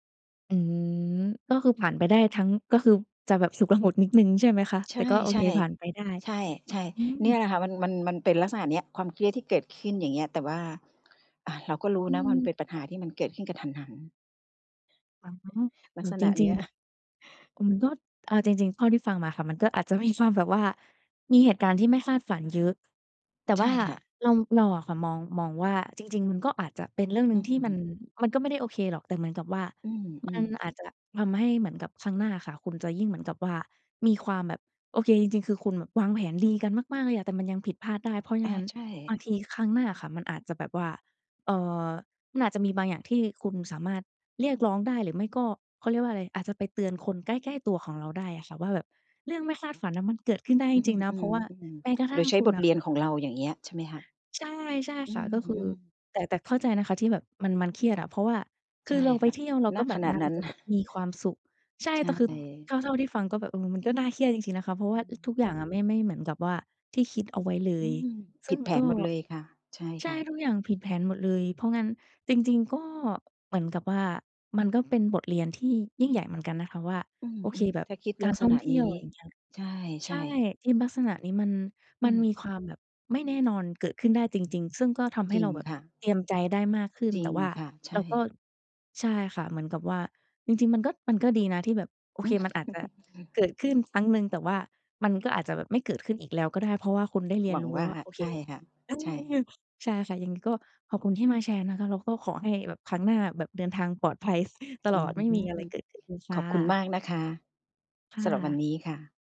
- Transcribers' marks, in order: other background noise; chuckle; chuckle; chuckle
- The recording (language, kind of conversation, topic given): Thai, advice, ฉันจะทำอย่างไรให้หายเครียดและรู้สึกผ่อนคลายระหว่างเดินทางท่องเที่ยวช่วงวันหยุด?